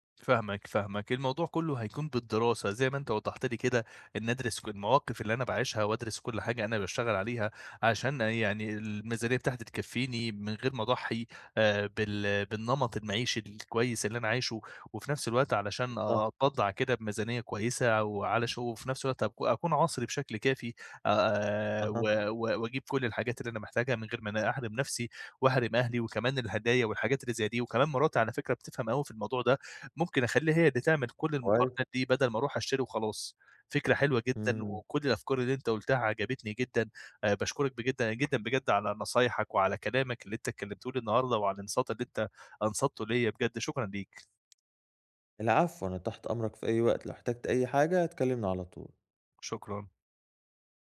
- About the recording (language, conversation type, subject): Arabic, advice, إزاي أتبضع بميزانية قليلة من غير ما أضحي بالستايل؟
- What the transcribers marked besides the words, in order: tapping